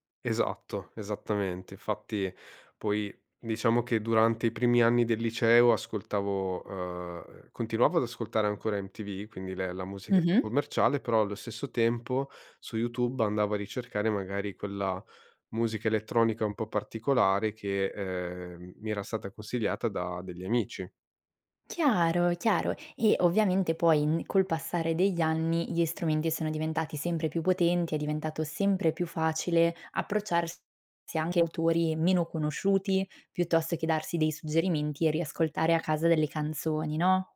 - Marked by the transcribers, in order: other background noise
- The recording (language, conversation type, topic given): Italian, podcast, Che ruolo hanno gli amici nelle tue scoperte musicali?